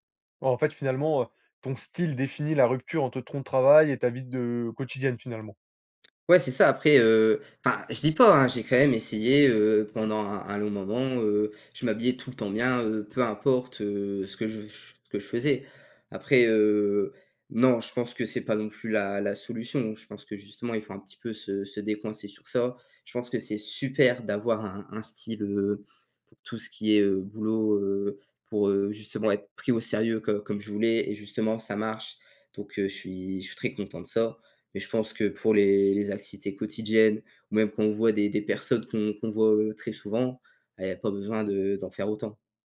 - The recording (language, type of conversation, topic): French, podcast, Comment ton style vestimentaire a-t-il évolué au fil des années ?
- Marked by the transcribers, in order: "ton" said as "tron"